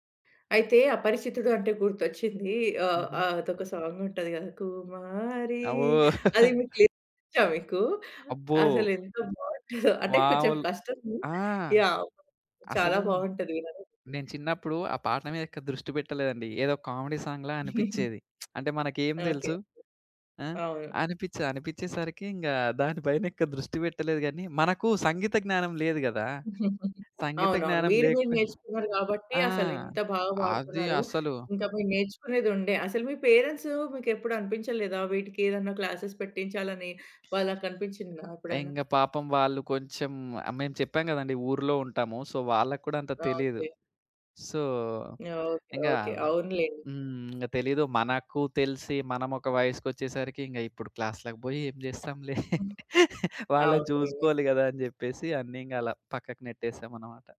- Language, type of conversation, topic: Telugu, podcast, స్నేహితులు లేదా కుటుంబ సభ్యులు మీ సంగీత రుచిని ఎలా మార్చారు?
- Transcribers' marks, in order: singing: "కుమారి"; chuckle; in English: "లిరిక్స్"; chuckle; in English: "కామెడీ సాంగ్‌లా"; giggle; other background noise; lip smack; tapping; giggle; in English: "పేరెంట్స్"; in English: "క్లాసెస్"; in English: "సో"; in English: "సో"; in English: "క్లాస్‌లకి"; chuckle